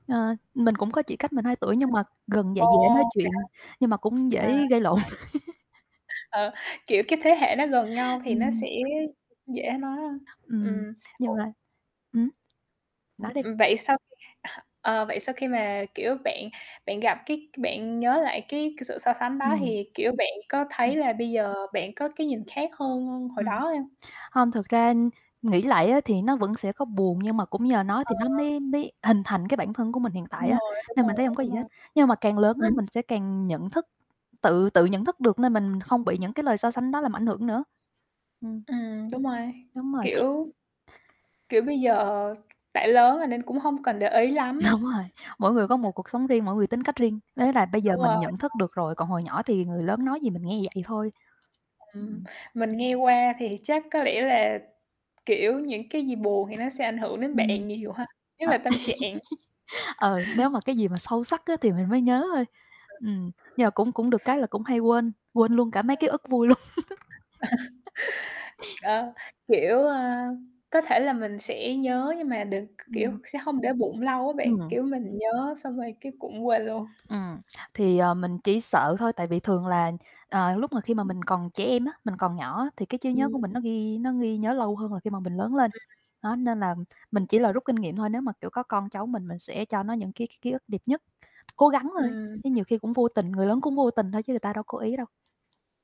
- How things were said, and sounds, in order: other background noise; distorted speech; unintelligible speech; laugh; tapping; unintelligible speech; mechanical hum; laughing while speaking: "Đúng rồi"; laugh; chuckle; unintelligible speech; laugh; chuckle; static; unintelligible speech
- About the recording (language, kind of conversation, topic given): Vietnamese, unstructured, Bạn nghĩ ký ức ảnh hưởng như thế nào đến cuộc sống hiện tại?